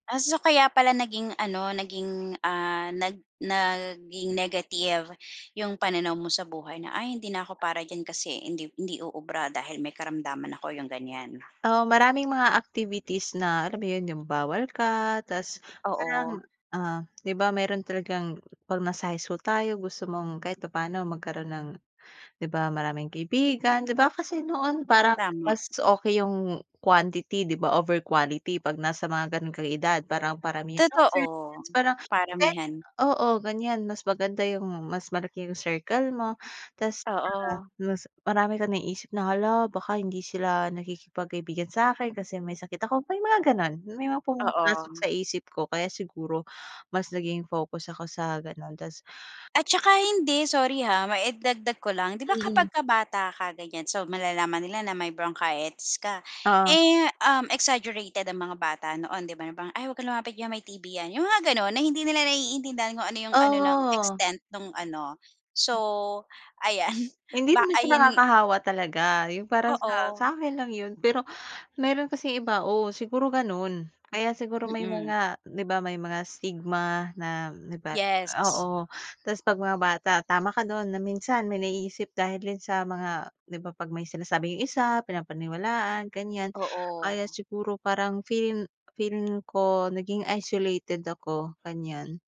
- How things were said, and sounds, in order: other background noise; tapping; drawn out: "Oh"; laughing while speaking: "ayan"
- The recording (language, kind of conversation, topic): Filipino, podcast, Ano ang pinakamahalagang aral na natutunan mo sa buhay?